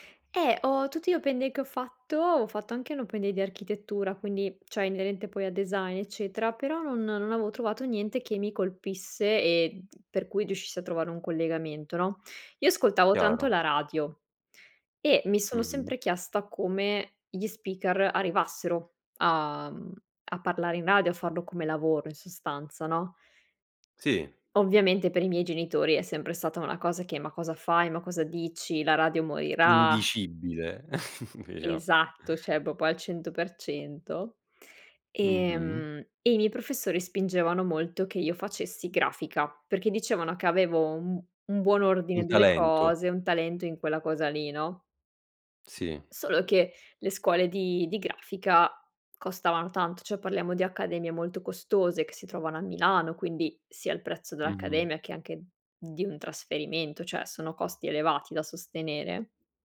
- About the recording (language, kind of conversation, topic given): Italian, podcast, Come racconti una storia che sia personale ma universale?
- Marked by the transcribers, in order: "avevo" said as "avoo"; in English: "speaker"; chuckle; "diciamo" said as "degiam"; "cioè" said as "ceh"; "proprio" said as "popo"; other background noise